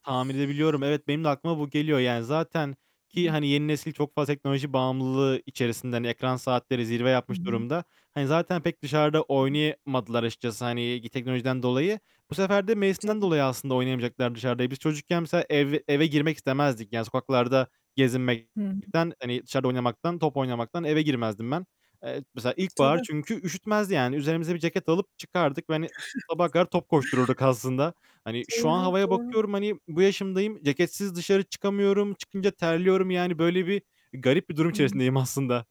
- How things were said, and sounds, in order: distorted speech; other background noise; chuckle; tapping
- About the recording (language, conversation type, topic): Turkish, unstructured, Sizce iklim değişikliğini yeterince ciddiye alıyor muyuz?